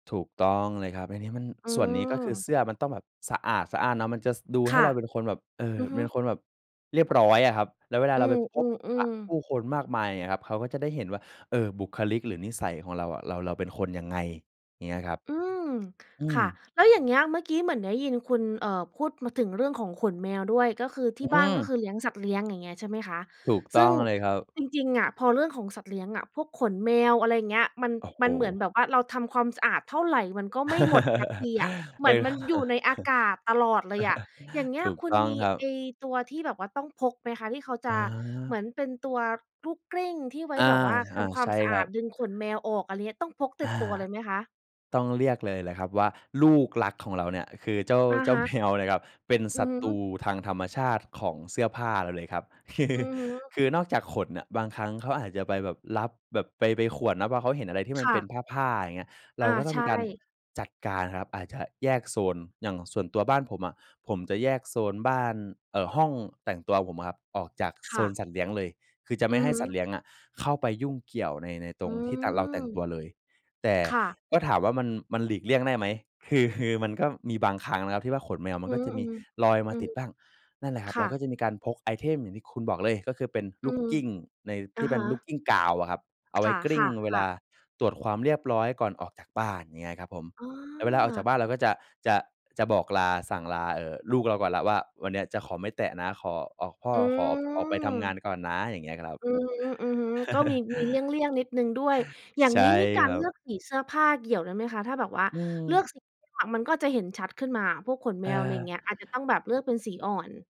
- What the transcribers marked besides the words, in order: tapping; laugh; chuckle; laughing while speaking: "คือ"; other background noise; chuckle
- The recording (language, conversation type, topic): Thai, podcast, คุณแต่งตัวอย่างไรให้รู้สึกมั่นใจมากขึ้น?
- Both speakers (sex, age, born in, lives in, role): female, 35-39, Thailand, United States, host; male, 20-24, Thailand, Thailand, guest